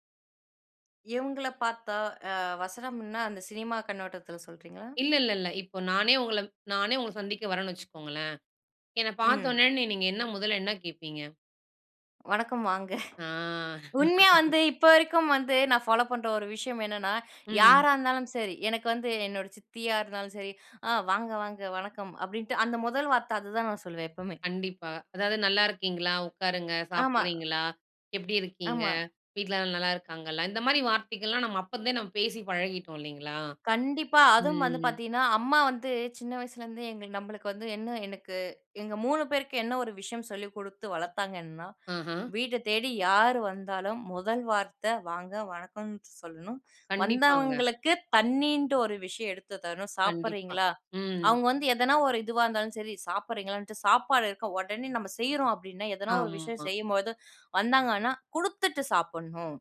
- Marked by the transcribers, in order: chuckle; laugh; in English: "ஃபாலோ"; other background noise; drawn out: "ஆமா"
- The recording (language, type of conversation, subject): Tamil, podcast, தமிழ் கலாச்சாரத்தை உங்கள் படைப்பில் எப்படி சேர்க்கிறீர்கள்?